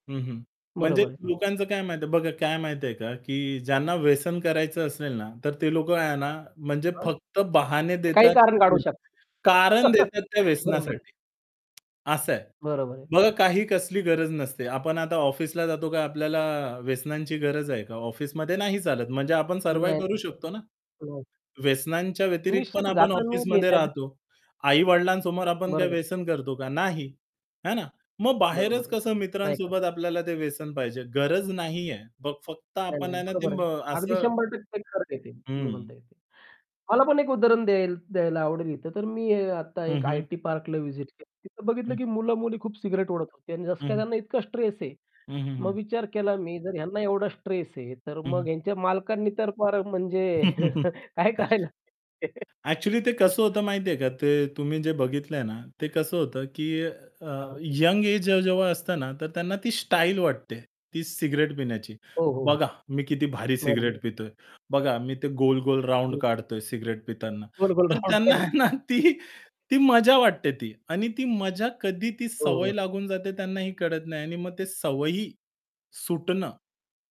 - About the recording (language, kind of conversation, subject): Marathi, podcast, एक व्यस्त दिवस संपल्यानंतर तुम्ही स्वतःला कसं शांत करता?
- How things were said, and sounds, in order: static; distorted speech; chuckle; tapping; in English: "सर्व्हाइव्ह"; unintelligible speech; unintelligible speech; in English: "व्हिजिट"; chuckle; chuckle; laughing while speaking: "काय करायला"; chuckle; laughing while speaking: "तर त्यांना ना ती"; laughing while speaking: "राउंड काढतो"; in English: "राउंड"; chuckle